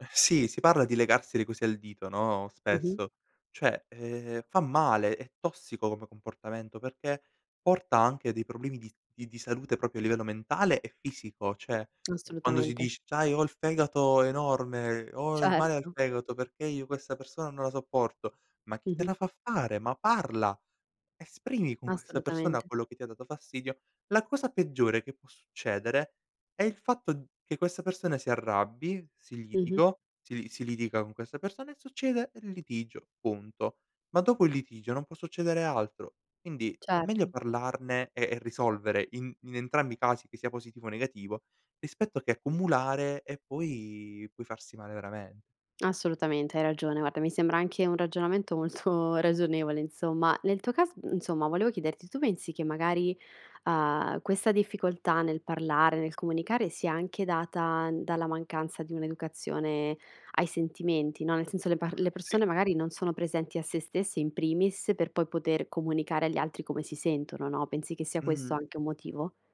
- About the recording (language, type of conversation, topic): Italian, podcast, Come bilanci onestà e tatto nelle parole?
- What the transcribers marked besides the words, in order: "proprio" said as "propio"; "Cioè" said as "ceh"; laughing while speaking: "Certo"; laughing while speaking: "molto"